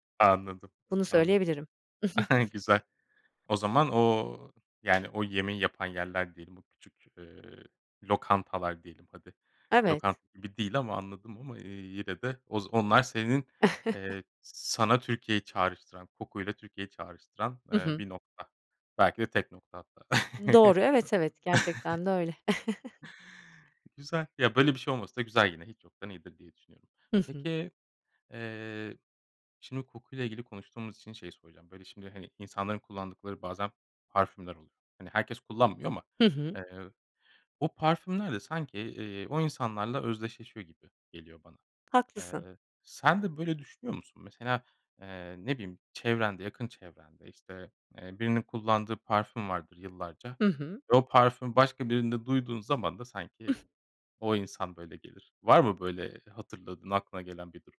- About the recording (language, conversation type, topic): Turkish, podcast, Hangi kokular seni geçmişe götürür ve bunun nedeni nedir?
- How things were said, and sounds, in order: chuckle; tapping; chuckle; chuckle; chuckle